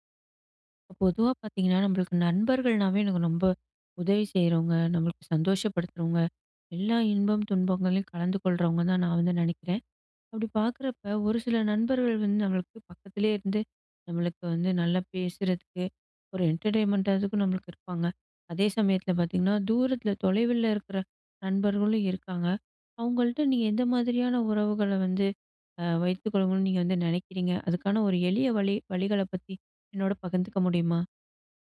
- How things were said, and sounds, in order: tapping; in English: "என்டர்டெய்ன்மெண்டா"
- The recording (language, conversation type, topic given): Tamil, podcast, தூரம் இருந்தாலும் நட்பு நீடிக்க என்ன வழிகள் உண்டு?